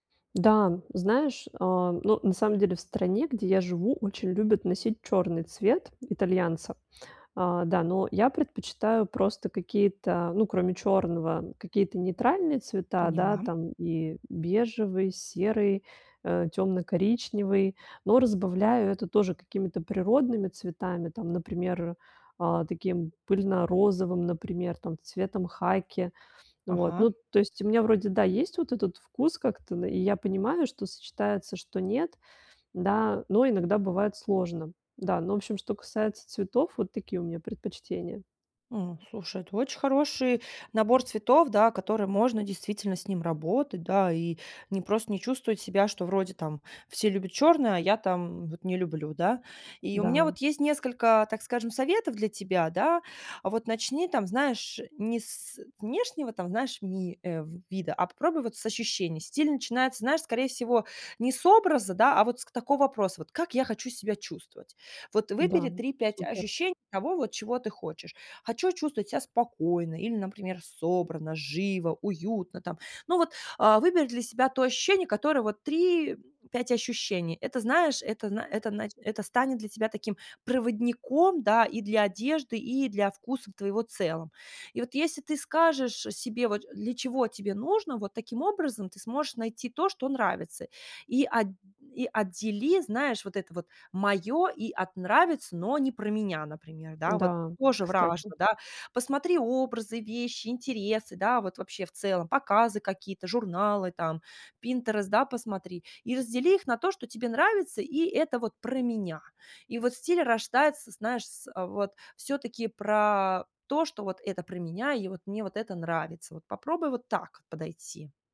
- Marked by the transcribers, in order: tapping; "важно" said as "вражно"
- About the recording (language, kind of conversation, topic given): Russian, advice, Как мне найти свой личный стиль и вкус?